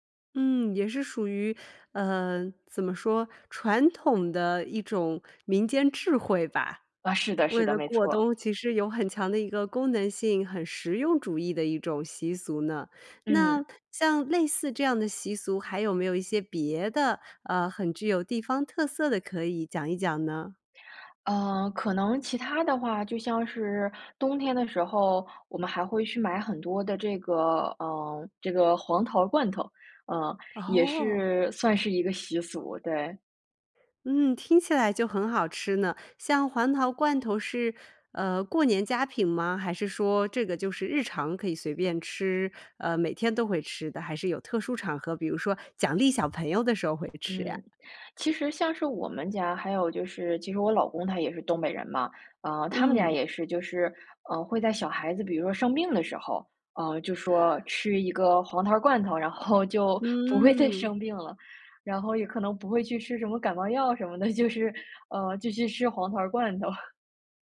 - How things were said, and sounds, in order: laughing while speaking: "然后就不会再生病了"; laughing while speaking: "就是"; laughing while speaking: "黄桃罐头"
- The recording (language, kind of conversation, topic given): Chinese, podcast, 离开家乡后，你是如何保留或调整原本的习俗的？